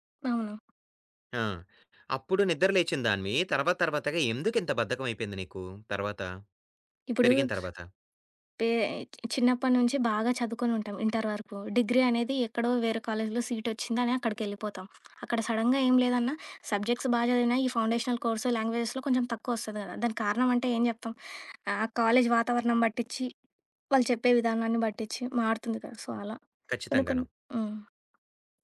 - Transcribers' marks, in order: other background noise; in English: "సడెన్‌గా"; in English: "సబ్జెక్ట్స్"; in English: "ఫౌండేషనల్"; in English: "లాంగ్వేజెస్‌లో"; in English: "సో"
- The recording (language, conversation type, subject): Telugu, podcast, ఉదయం లేవగానే మీరు చేసే పనులు ఏమిటి, మీ చిన్న అలవాట్లు ఏవి?